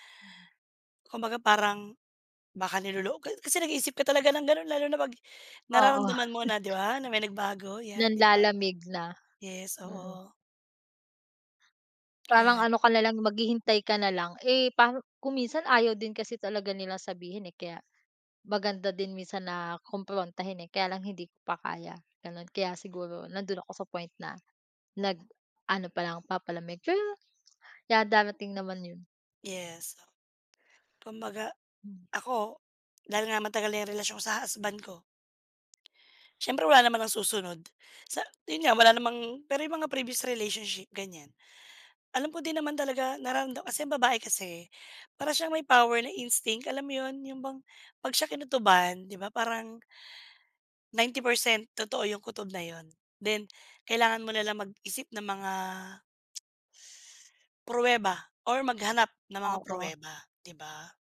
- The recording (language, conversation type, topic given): Filipino, unstructured, Ano ang palagay mo tungkol sa panloloko sa isang relasyon?
- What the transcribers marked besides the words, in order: wind; chuckle; tsk